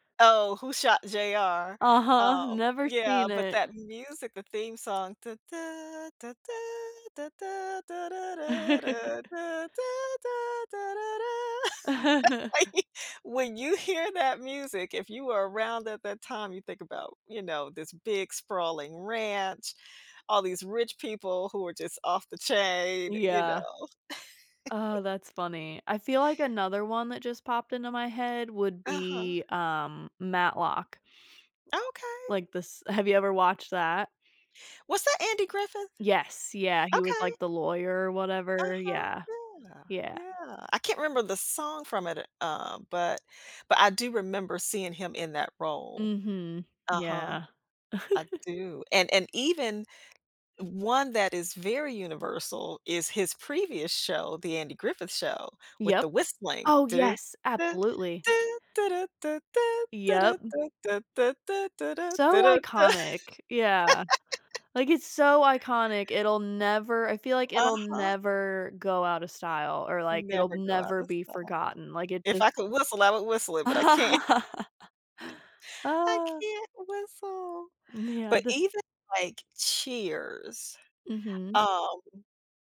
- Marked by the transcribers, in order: humming a tune; laugh; laugh; laugh; other background noise; chuckle; humming a tune; laugh; laugh; laughing while speaking: "can't. I can't whistle"
- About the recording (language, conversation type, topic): English, unstructured, How can I stop a song from bringing back movie memories?